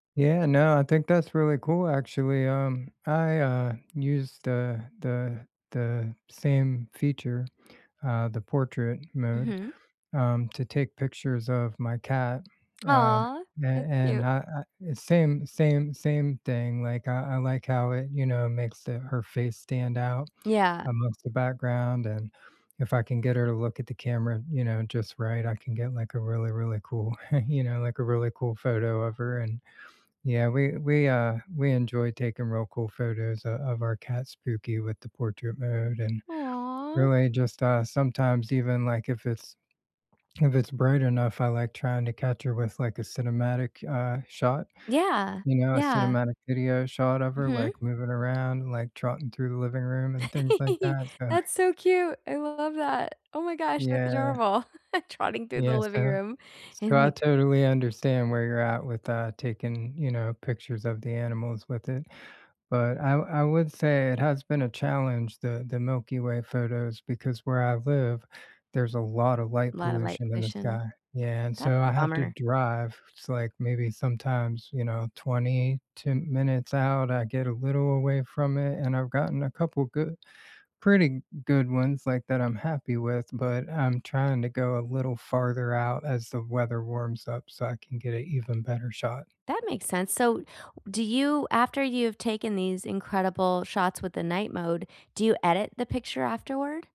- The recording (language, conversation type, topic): English, unstructured, Which phone camera features do you rely on most, and what simple tips have genuinely improved your photos?
- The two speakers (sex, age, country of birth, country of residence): female, 45-49, United States, United States; male, 45-49, United States, United States
- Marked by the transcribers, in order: tapping; chuckle; swallow; giggle; laughing while speaking: "so"; chuckle; other background noise